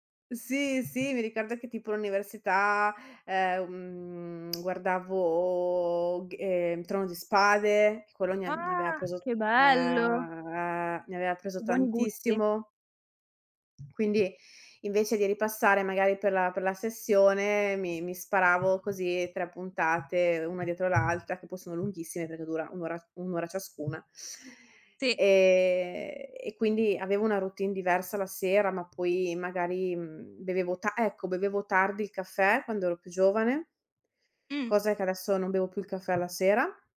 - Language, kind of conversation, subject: Italian, podcast, Quale routine serale aiuta te o la tua famiglia a dormire meglio?
- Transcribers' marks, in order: other background noise; drawn out: "ehm"; lip smack; drawn out: "Ah"; drawn out: "uhm"; drawn out: "Ehm"; tapping